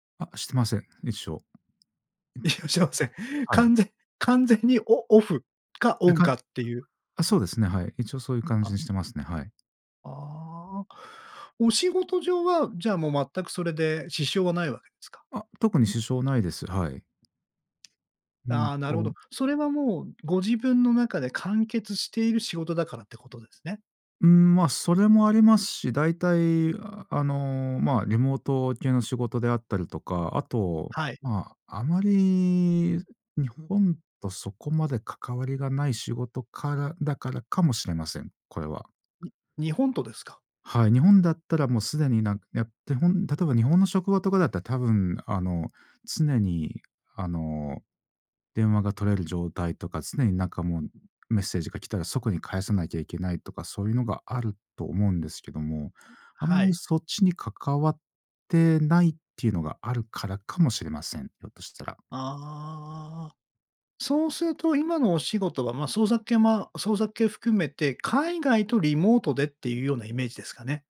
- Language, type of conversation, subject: Japanese, podcast, 通知はすべてオンにしますか、それともオフにしますか？通知設定の基準はどう決めていますか？
- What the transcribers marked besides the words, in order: tapping; other background noise